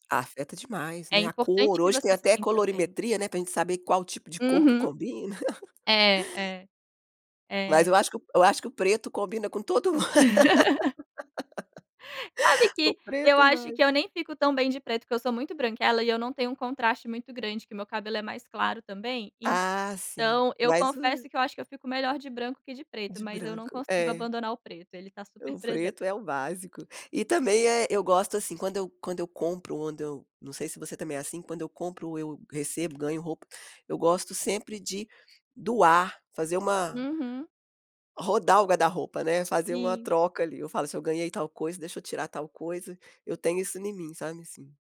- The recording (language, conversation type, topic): Portuguese, podcast, Quais são as peças-chave do seu guarda-roupa?
- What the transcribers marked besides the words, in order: laugh; laugh; laughing while speaking: "mun"; laugh; tapping